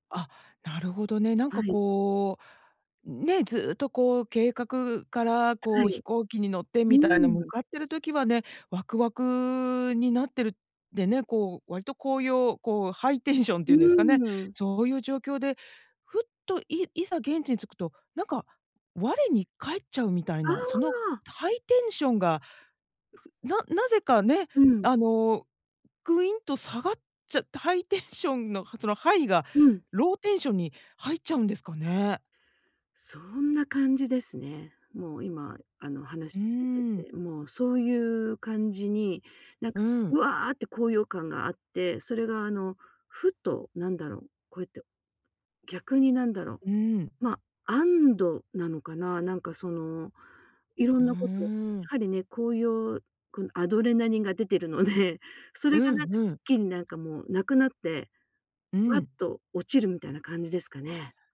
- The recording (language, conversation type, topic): Japanese, advice, 知らない場所で不安を感じたとき、どうすれば落ち着けますか？
- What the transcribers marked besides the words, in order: laughing while speaking: "出てるので"